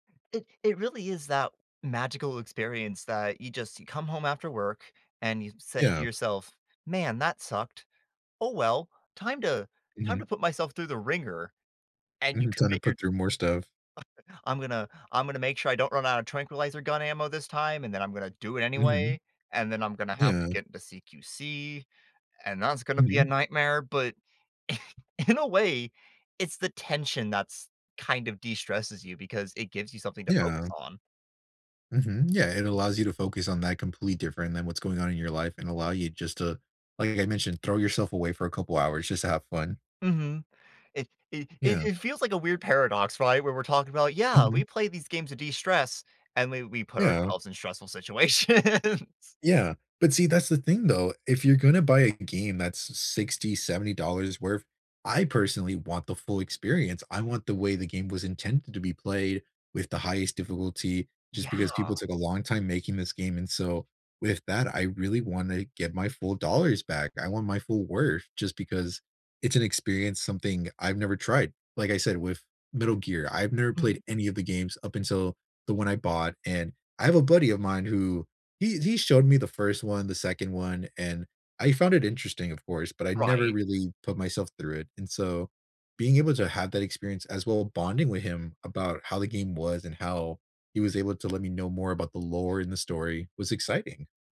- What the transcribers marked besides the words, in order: other background noise; chuckle; tapping; chuckle; laughing while speaking: "situations"
- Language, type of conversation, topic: English, unstructured, What hobby should I try to de-stress and why?